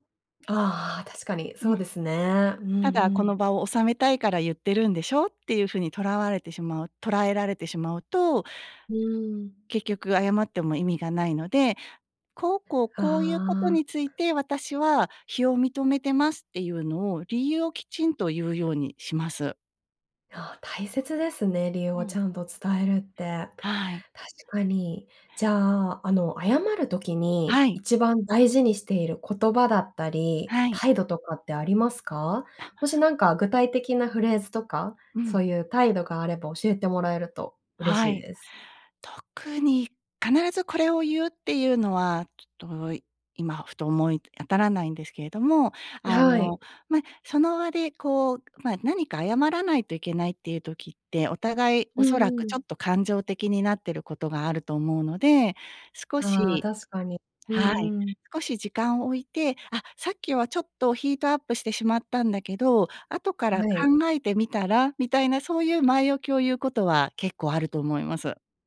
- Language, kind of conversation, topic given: Japanese, podcast, うまく謝るために心がけていることは？
- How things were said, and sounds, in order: other background noise; tapping